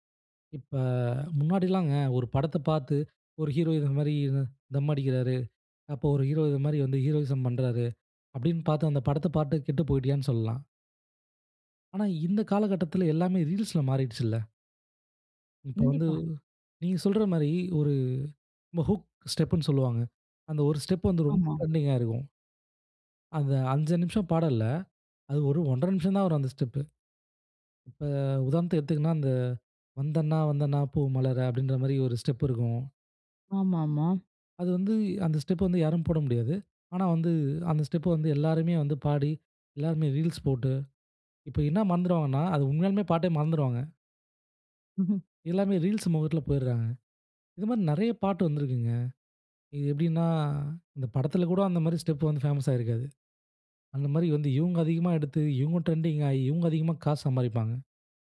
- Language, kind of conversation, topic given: Tamil, podcast, சிறு கால வீடியோக்கள் முழுநீளத் திரைப்படங்களை மிஞ்சி வருகிறதா?
- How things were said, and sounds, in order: "பார்த்து" said as "பாட்டு"; in English: "ரீல்ஸ்ல"; in English: "ஹூக் ஸ்டெப்ன்னு"; in English: "ஸ்டெப்"; in English: "டிரெண்டிங்காயி"; in English: "ஸ்டெப்பு"; in English: "ஸ்டெப்"; in English: "ஸ்டெப்"; in English: "ஸ்டெப்ப"; in English: "ரீல்ஸ்"; in English: "ஸ்டெப்"; other background noise; in English: "பேமஸ்சாயி"; in English: "டிரெண்டிங்காயி"